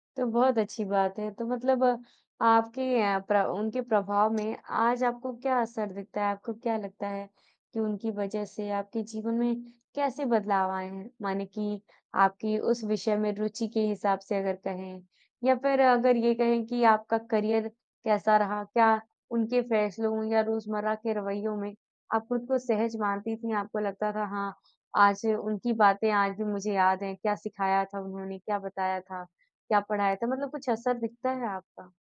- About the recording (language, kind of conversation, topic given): Hindi, podcast, आपके स्कूल के किस शिक्षक ने आपको सबसे ज़्यादा प्रभावित किया और कैसे?
- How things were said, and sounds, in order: in English: "करियर"